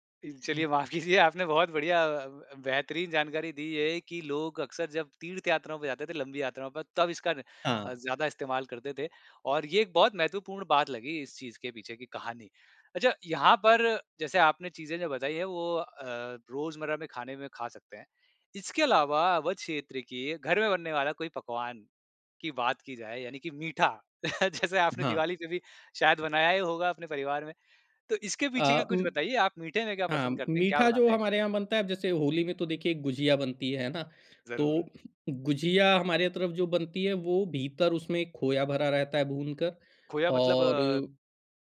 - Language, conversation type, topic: Hindi, podcast, आपका सबसे पसंदीदा घर का पकवान कौन-सा है?
- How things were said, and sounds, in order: laughing while speaking: "चलिए माफ़ कीजिए आपने बहुत बढ़िया"; laughing while speaking: "जैसे आपने दिवाली पे भी शायद बनाया ही होगा"